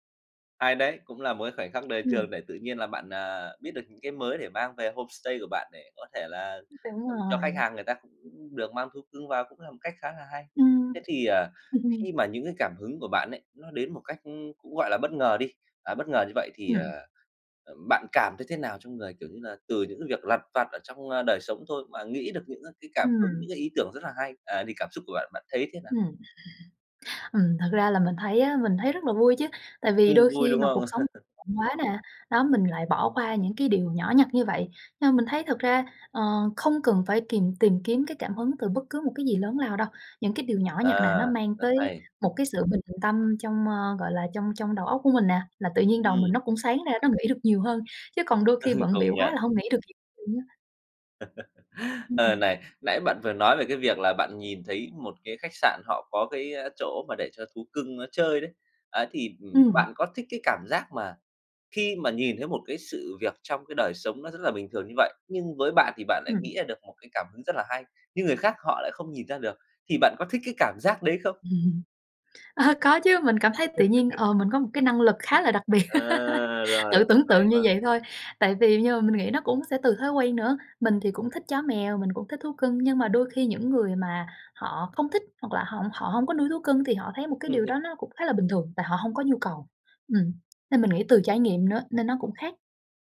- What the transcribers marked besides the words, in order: tapping; other background noise; laugh; laugh; unintelligible speech; laugh; chuckle; laugh; laugh; laughing while speaking: "Ờ"; laugh; unintelligible speech
- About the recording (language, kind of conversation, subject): Vietnamese, podcast, Bạn tận dụng cuộc sống hằng ngày để lấy cảm hứng như thế nào?